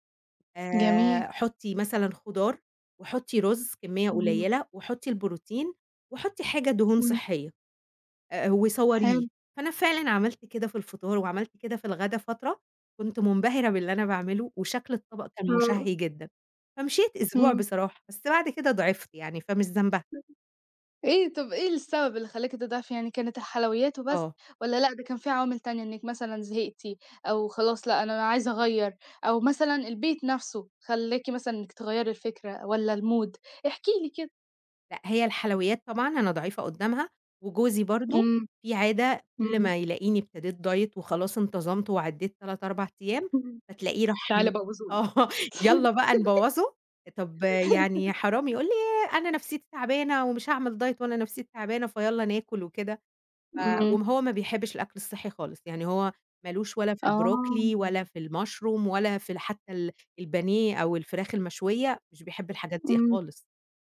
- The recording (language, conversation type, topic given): Arabic, podcast, إزاي بتختار أكل صحي؟
- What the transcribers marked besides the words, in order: in English: "الmood؟"; in English: "Diet"; laughing while speaking: "آه"; in English: "Diet"; in English: "المشروم"